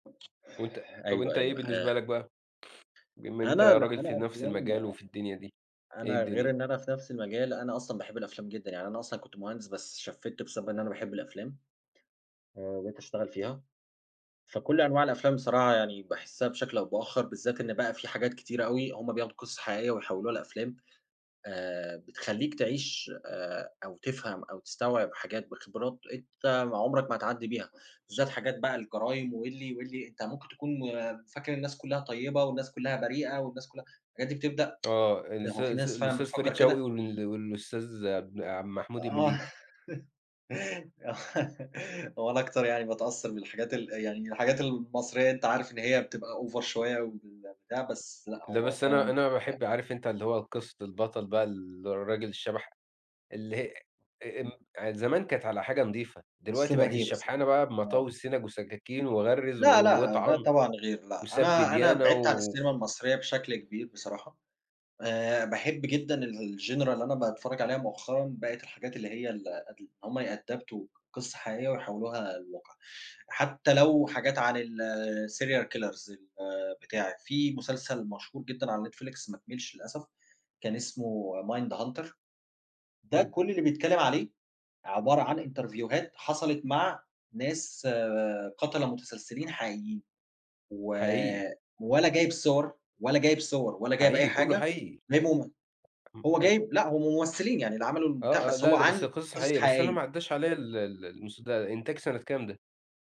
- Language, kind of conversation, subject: Arabic, unstructured, إزاي قصص الأفلام بتأثر على مشاعرك؟
- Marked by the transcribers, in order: other background noise; sniff; in English: "شفّت"; tsk; laughing while speaking: "آه. آه"; in English: "over"; tapping; in English: "الsuperheroes"; in English: "الgenre"; in English: "يأدابتوا"; in English: "الserial killers"; in English: "إنترفيوهات"